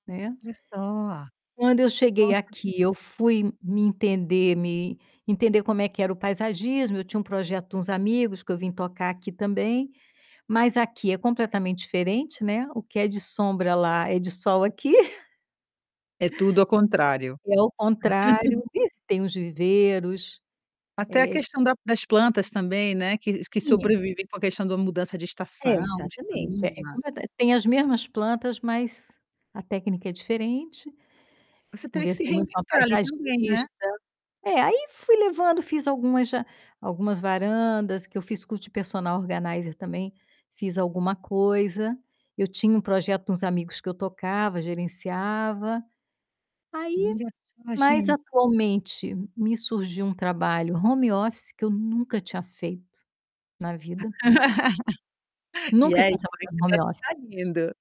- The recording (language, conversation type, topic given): Portuguese, podcast, O que faz você sentir orgulho do seu trabalho?
- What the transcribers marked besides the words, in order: static; distorted speech; chuckle; chuckle; other background noise; in English: "organizer"; laugh